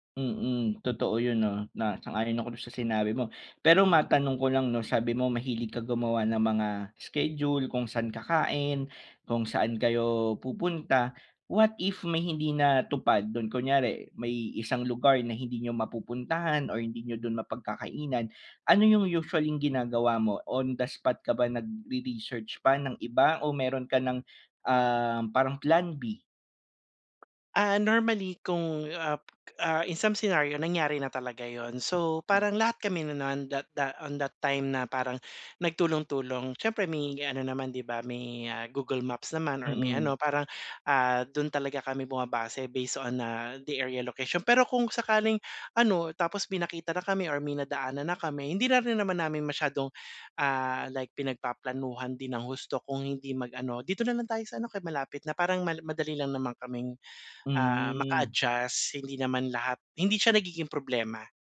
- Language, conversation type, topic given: Filipino, advice, Paano ko mas mapapadali ang pagplano ng aking susunod na biyahe?
- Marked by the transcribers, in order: tapping; in English: "based on, ah, the area location"